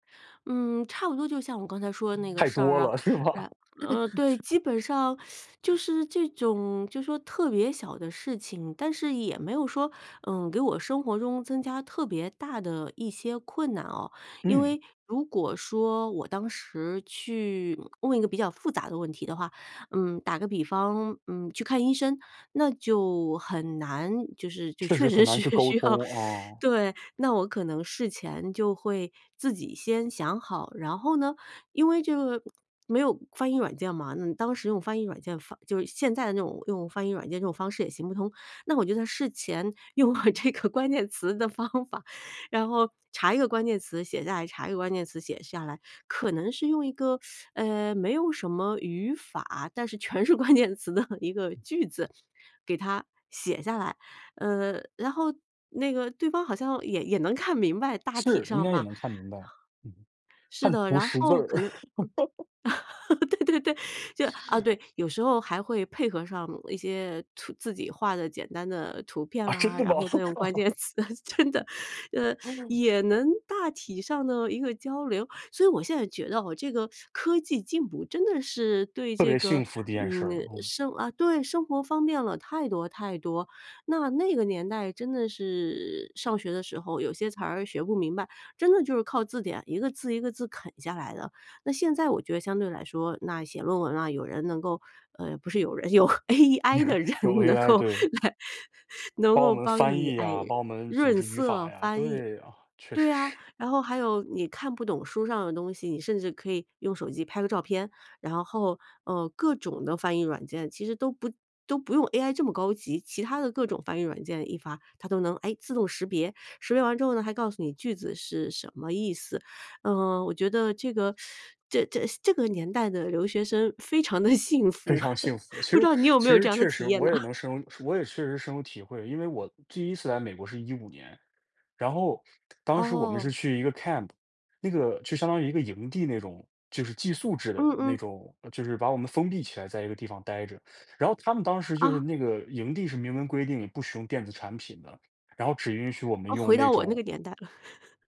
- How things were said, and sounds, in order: laughing while speaking: "是吧？"; other noise; teeth sucking; laughing while speaking: "确实是需要"; teeth sucking; laughing while speaking: "用了这个关键词的方法。然后"; teeth sucking; laughing while speaking: "全是关键词的一个句子"; laugh; chuckle; laughing while speaking: "对 对 对，就"; surprised: "啊，真的吗？"; laughing while speaking: "再用关键词，真的"; laugh; teeth sucking; laughing while speaking: "有AI的人能够来，能够帮你"; chuckle; laughing while speaking: "确实是"; teeth sucking; laughing while speaking: "非常的幸福，不知道你有没有这样的体验呐？"; chuckle; tapping; in English: "camp"; teeth sucking; chuckle
- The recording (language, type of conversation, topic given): Chinese, podcast, 语言不通的时候，你会怎么向别人求助？